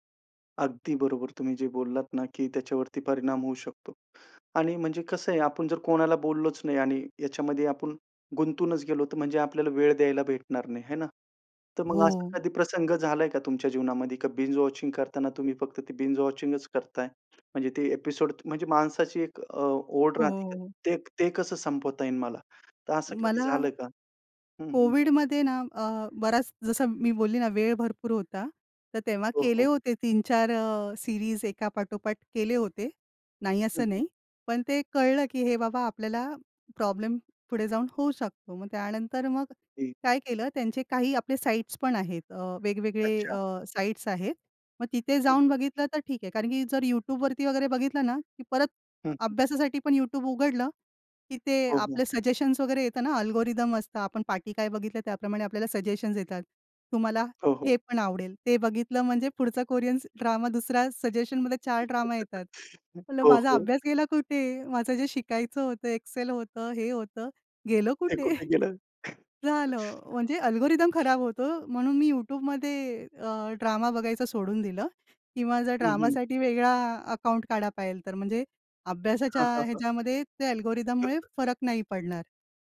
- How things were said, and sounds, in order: in English: "बिंज वॉचिंग"; in English: "बिंज वॉचिंग"; in English: "एपिसोड"; in English: "सीरीज"; tapping; in English: "सजेशन्स"; in English: "अल्गोरिदम"; in English: "सजेशन्स"; in English: "सजेशनमध्ये"; chuckle; other background noise; chuckle; in English: "अल्गोरिदम"; chuckle; in English: "अल्गोरिथममुळे"; chuckle
- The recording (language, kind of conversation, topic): Marathi, podcast, तुम्ही सलग अनेक भाग पाहता का, आणि त्यामागचे कारण काय आहे?